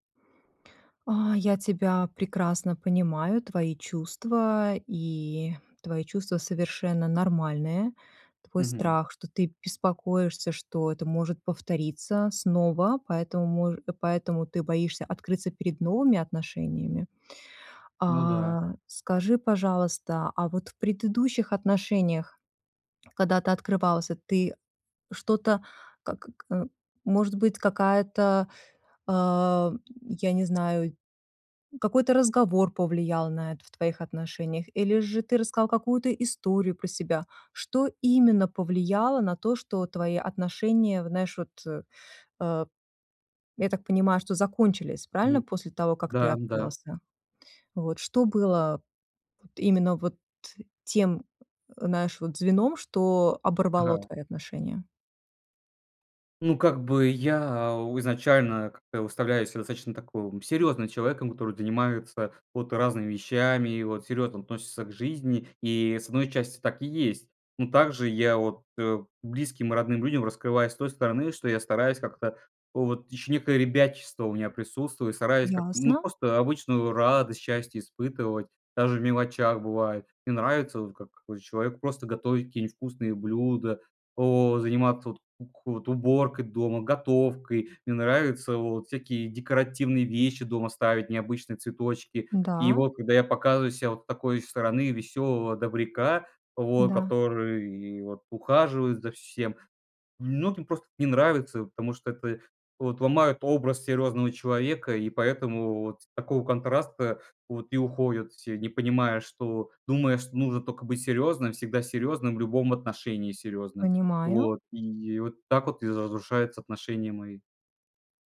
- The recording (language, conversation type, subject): Russian, advice, Чего вы боитесь, когда становитесь уязвимыми в близких отношениях?
- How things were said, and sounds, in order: tapping